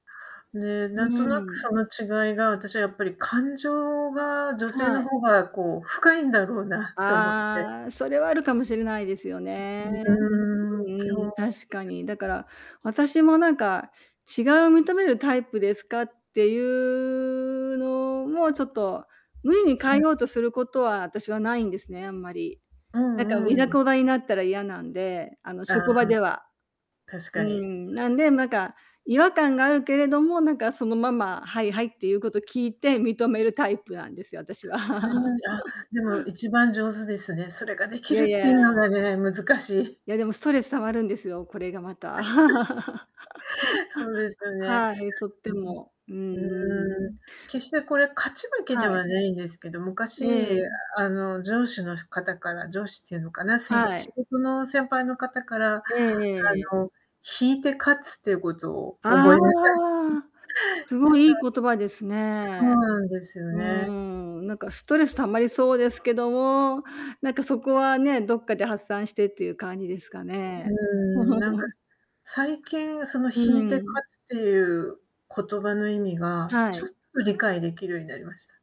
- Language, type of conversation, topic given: Japanese, unstructured, 友達と意見が合わないとき、どのように対応しますか？
- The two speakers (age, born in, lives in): 18-19, Japan, Japan; 50-54, Japan, Japan
- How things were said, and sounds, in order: unintelligible speech; "いざこざ" said as "うぃざこざ"; unintelligible speech; laugh; distorted speech; chuckle; laugh; unintelligible speech; chuckle